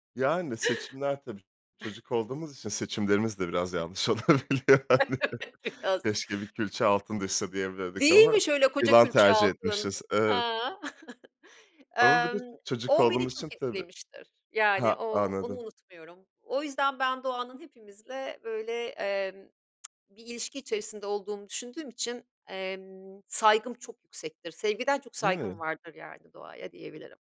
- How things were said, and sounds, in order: chuckle; other noise; laugh; laughing while speaking: "Biraz"; laughing while speaking: "olabiliyor hani"; chuckle; tsk; tapping
- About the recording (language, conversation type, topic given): Turkish, podcast, Doğayla ilgili en unutulmaz anını anlatır mısın?